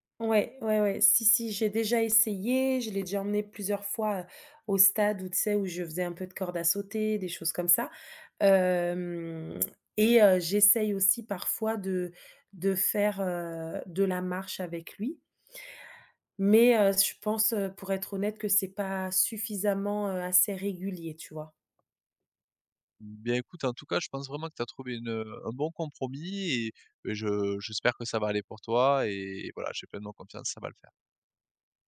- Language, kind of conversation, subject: French, advice, Comment trouver du temps pour faire du sport entre le travail et la famille ?
- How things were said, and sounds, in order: tapping